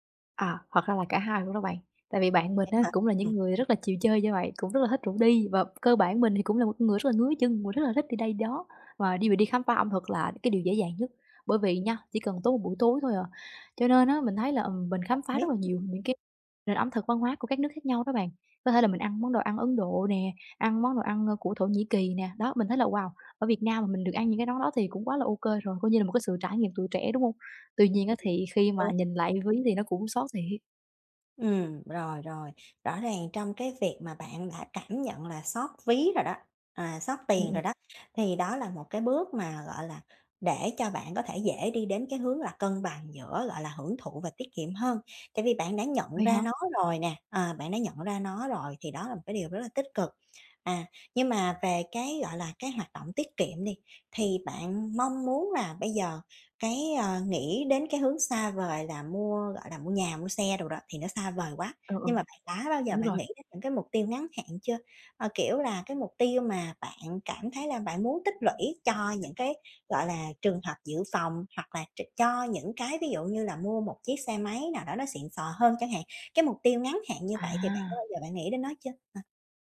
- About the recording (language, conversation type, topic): Vietnamese, advice, Làm sao để cân bằng giữa việc hưởng thụ hiện tại và tiết kiệm dài hạn?
- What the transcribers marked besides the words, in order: tapping